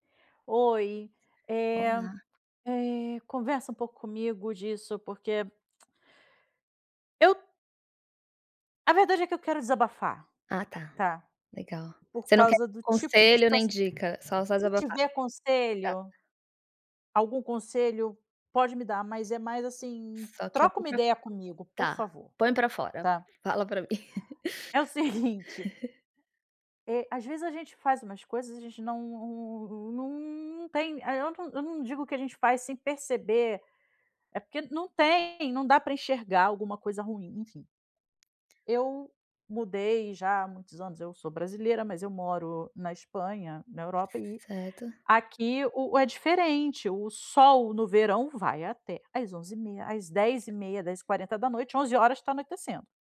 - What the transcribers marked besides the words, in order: tapping; tongue click; other background noise; laughing while speaking: "seguinte"; chuckle
- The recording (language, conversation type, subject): Portuguese, advice, Como tem sido para você lidar com comentários negativos nas redes sociais?